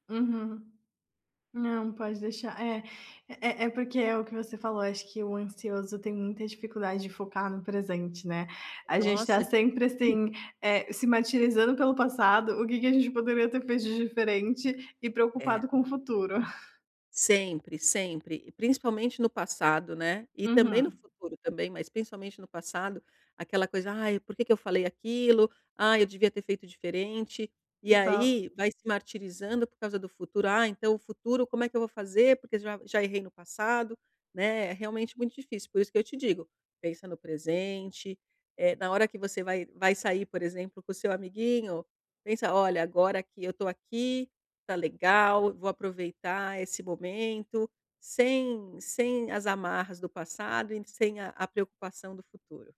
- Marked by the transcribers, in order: "Lindo" said as "linvo"; chuckle
- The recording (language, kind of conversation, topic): Portuguese, advice, Como posso conviver com a ansiedade sem me culpar tanto?